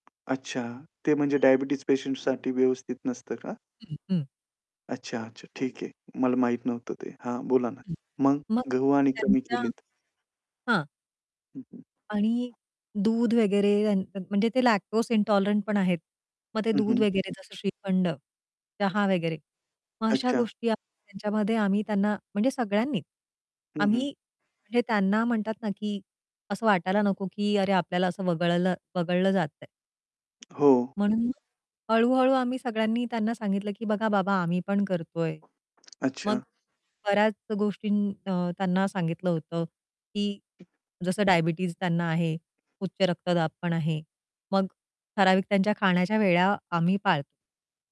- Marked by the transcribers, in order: tapping; other background noise; unintelligible speech; unintelligible speech; distorted speech; in English: "लॅक्टोज इंटॉलरंटपण"
- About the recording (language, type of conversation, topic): Marathi, podcast, आहारावर निर्बंध असलेल्या व्यक्तींसाठी तुम्ही मेन्यू कसा तयार करता?